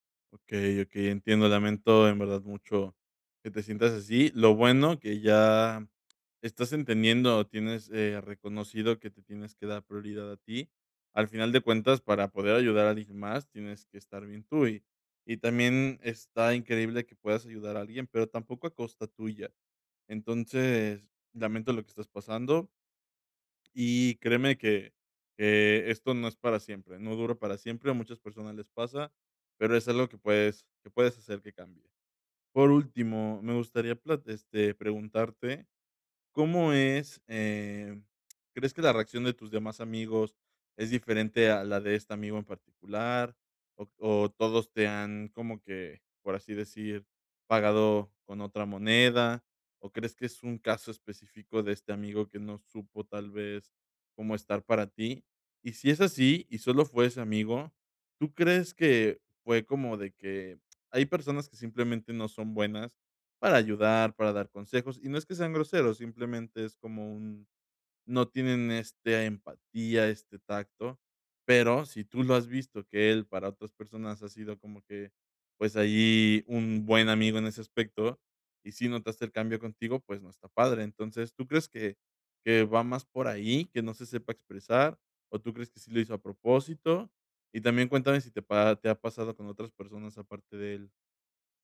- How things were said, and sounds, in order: none
- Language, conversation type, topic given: Spanish, advice, ¿Cómo puedo cuidar mi bienestar mientras apoyo a un amigo?